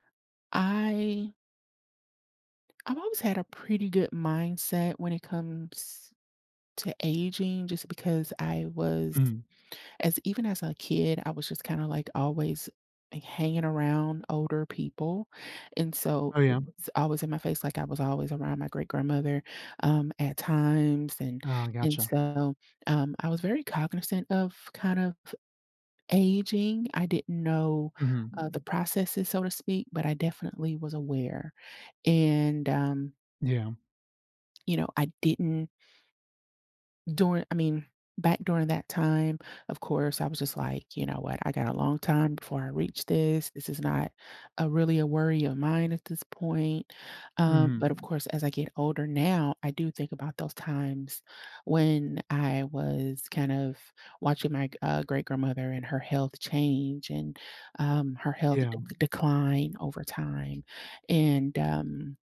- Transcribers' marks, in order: tapping
- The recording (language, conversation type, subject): English, unstructured, How should I approach conversations about my aging and health changes?